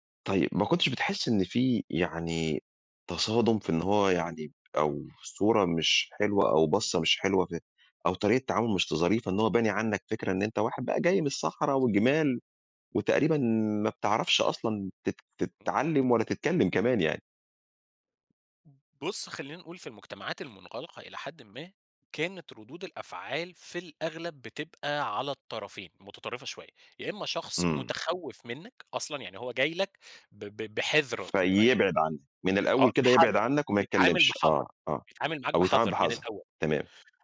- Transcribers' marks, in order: other noise
- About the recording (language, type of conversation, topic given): Arabic, podcast, إزاي بتتعاملوا مع الصور النمطية عن ناس من ثقافتكم؟